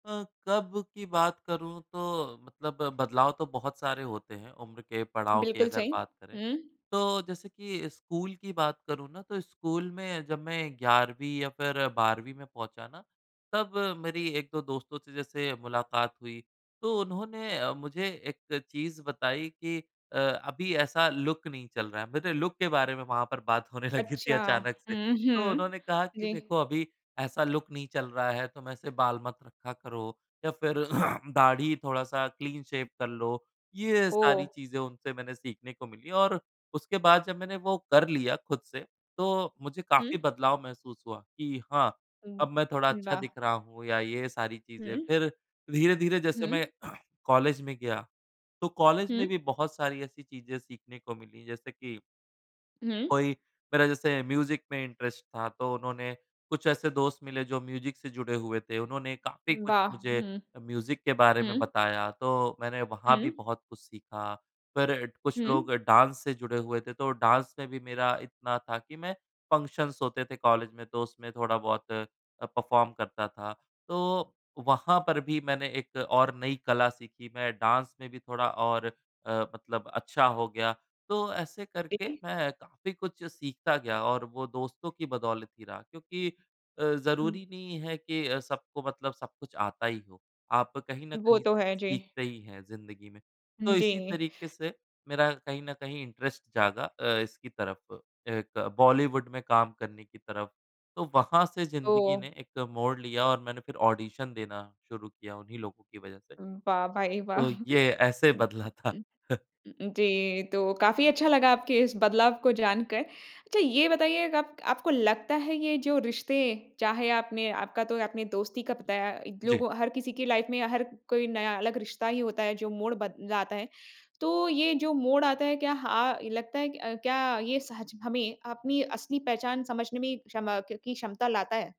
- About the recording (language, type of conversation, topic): Hindi, podcast, किस रिश्ते ने आपकी ज़िंदगी में सबसे बड़ा मोड़ ला दिया?
- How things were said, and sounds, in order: in English: "लुक"; in English: "लुक"; laughing while speaking: "होने लगी थी"; in English: "लुक"; throat clearing; in English: "क्लीन शेव"; throat clearing; in English: "म्यूज़िक"; in English: "इंटरेस्ट"; in English: "म्यूज़िक"; in English: "म्यूज़िक"; in English: "डांस"; in English: "डांस"; in English: "फंक्शन्स"; in English: "परफ़ॉर्म"; in English: "डांस"; in English: "इंटरेस्ट"; in English: "ऑडिशन"; chuckle; laughing while speaking: "बदला था"; chuckle; in English: "लाइफ़"